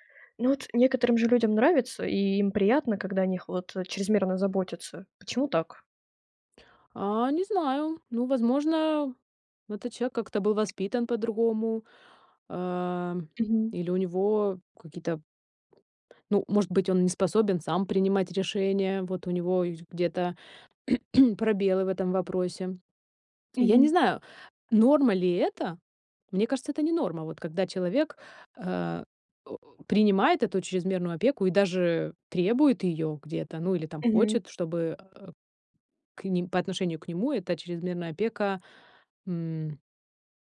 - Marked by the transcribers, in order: tapping; throat clearing; grunt
- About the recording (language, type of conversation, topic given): Russian, podcast, Как отличить здоровую помощь от чрезмерной опеки?